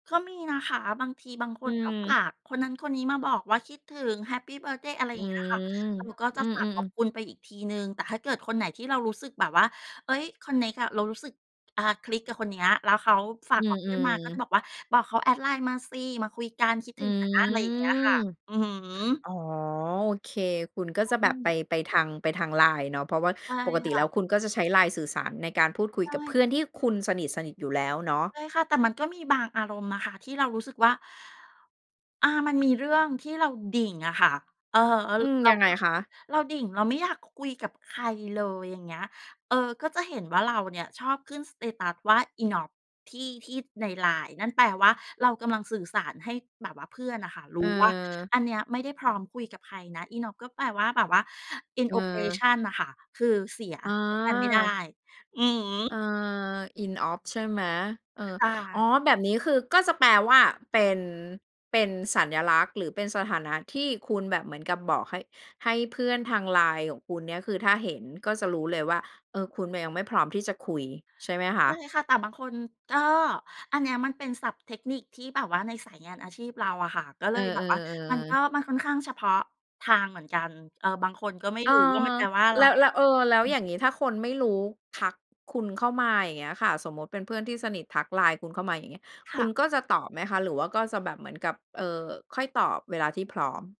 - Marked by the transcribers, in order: drawn out: "อืม"; in English: "สเตตัส"; in English: "inoperative"; "อ" said as "inoperation"
- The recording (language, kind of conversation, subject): Thai, podcast, คุณเคยทำดีท็อกซ์ดิจิทัลไหม แล้วเป็นยังไง?
- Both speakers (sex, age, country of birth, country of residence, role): female, 40-44, Thailand, Thailand, host; female, 55-59, Thailand, Thailand, guest